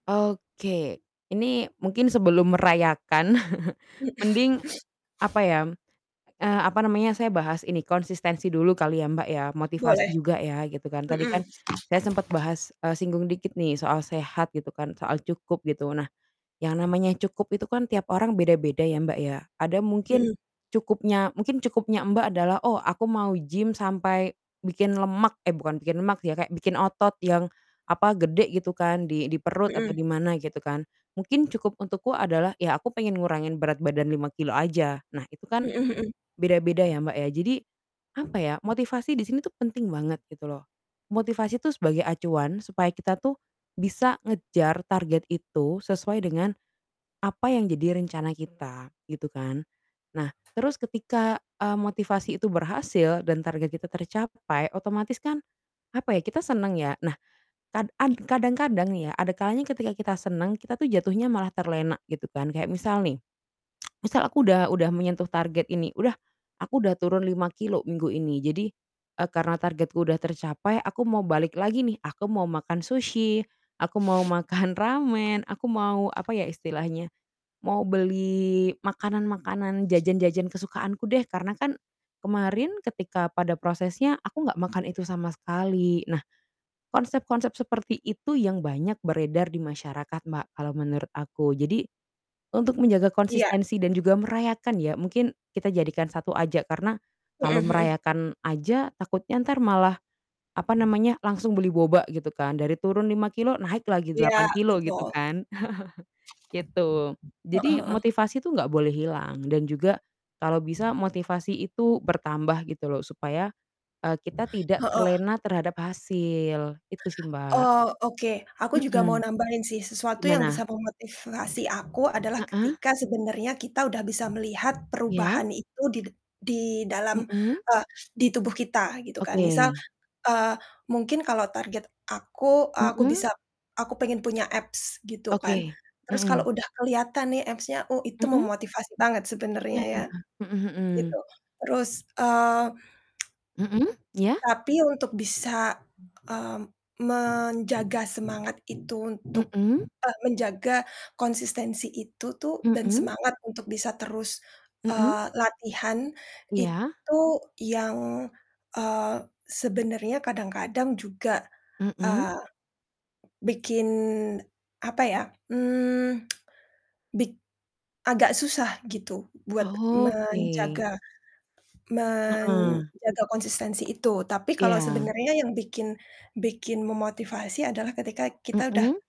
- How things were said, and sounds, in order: other background noise; chuckle; "ya" said as "yam"; laughing while speaking: "Mhm"; tapping; static; chuckle; tsk; tsk
- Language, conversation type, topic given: Indonesian, unstructured, Bagaimana perasaanmu saat berhasil mencapai target kebugaran?